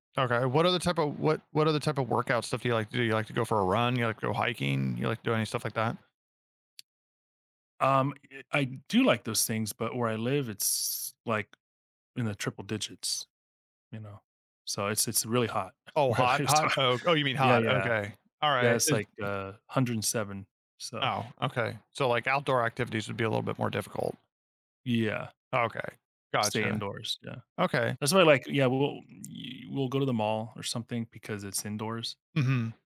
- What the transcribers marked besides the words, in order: tapping; other background noise; laughing while speaking: "I live, so"
- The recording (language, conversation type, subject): English, advice, How can I find time for self-care?
- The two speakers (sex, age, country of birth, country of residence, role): male, 40-44, United States, United States, advisor; male, 40-44, United States, United States, user